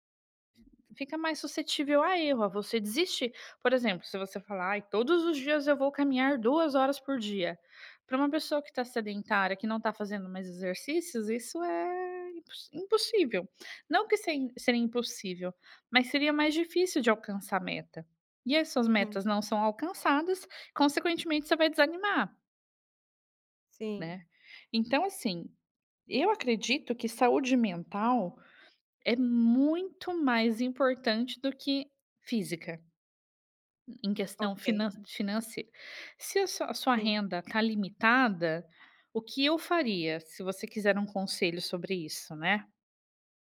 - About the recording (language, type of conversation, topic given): Portuguese, advice, Por que você inventa desculpas para não cuidar da sua saúde?
- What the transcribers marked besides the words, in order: none